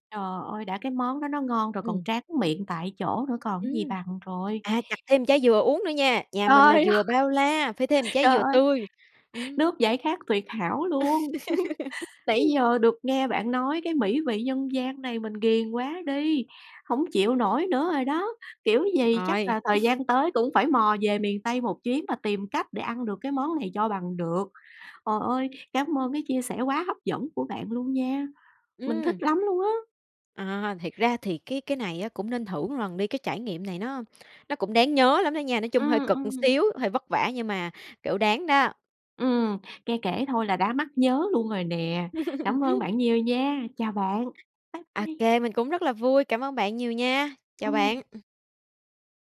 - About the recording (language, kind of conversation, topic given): Vietnamese, podcast, Có món ăn nào khiến bạn nhớ về nhà không?
- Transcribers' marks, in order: "cái" said as "ứn"; laughing while speaking: "Trời ơi"; "một" said as "ừn"; chuckle; laugh; tapping; chuckle; "một" said as "ừn"; "một" said as "ừn"; laugh; other background noise